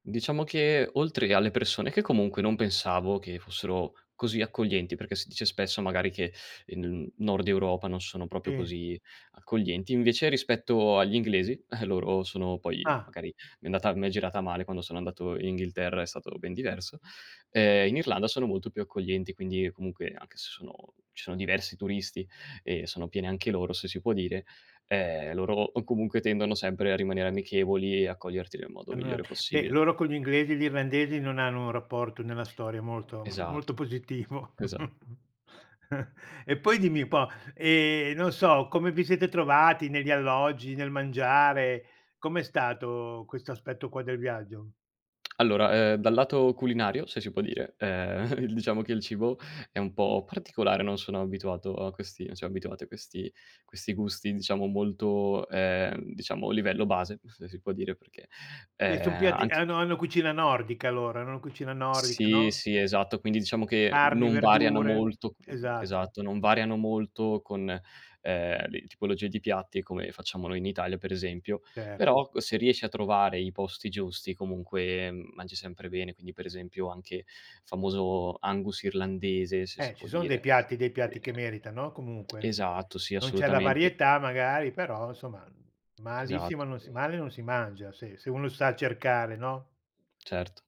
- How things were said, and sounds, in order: "proprio" said as "propo"; chuckle; unintelligible speech; chuckle; laughing while speaking: "positivo"; chuckle; tapping; chuckle; "Carni" said as "arni"; "variano" said as "variana"; other background noise; other noise; "ecco" said as "cco"; "assolutamente" said as "assoutamente"; unintelligible speech
- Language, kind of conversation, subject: Italian, podcast, Qual è un viaggio che ti è rimasto nel cuore?